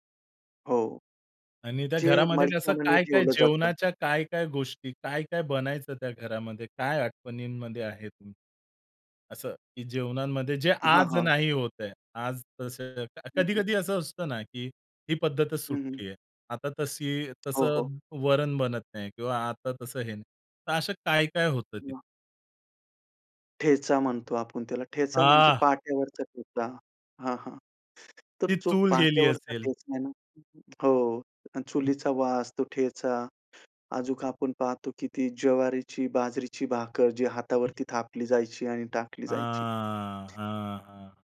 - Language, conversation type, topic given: Marathi, podcast, लहानपणीचं तुमचं आवडतं घरचं जेवण तुम्हाला कसं आठवतं?
- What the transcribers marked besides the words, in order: tapping; unintelligible speech; other background noise; drawn out: "हां"